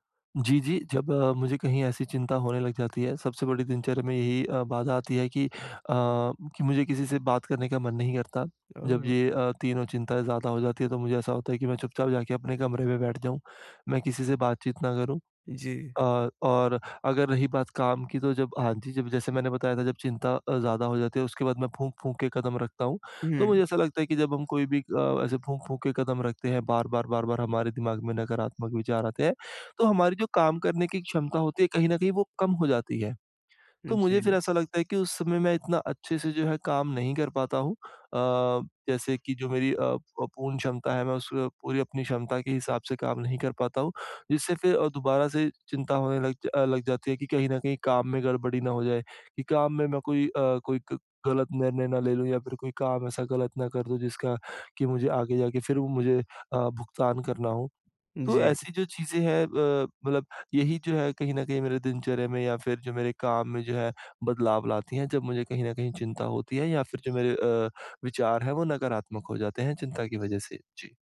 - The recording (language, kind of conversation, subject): Hindi, advice, क्या चिंता होना सामान्य है और मैं इसे स्वस्थ तरीके से कैसे स्वीकार कर सकता/सकती हूँ?
- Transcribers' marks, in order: none